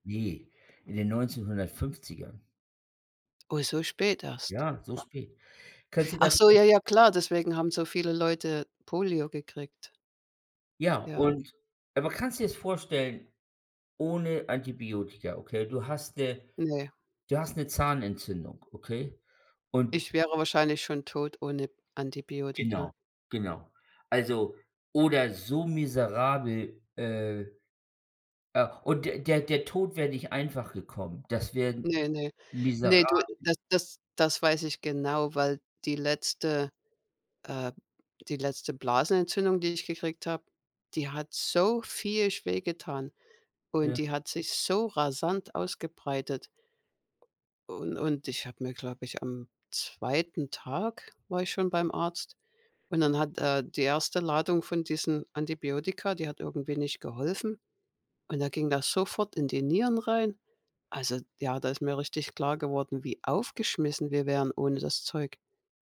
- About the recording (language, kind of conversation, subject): German, unstructured, Warum war die Entdeckung des Penicillins so wichtig?
- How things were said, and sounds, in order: none